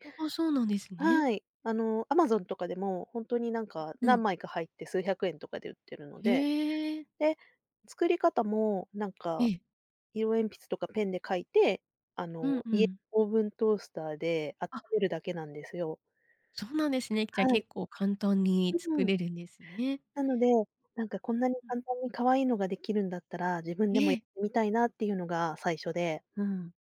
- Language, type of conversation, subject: Japanese, podcast, 趣味はあなたの生活にどんな良い影響を与えましたか？
- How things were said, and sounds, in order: other background noise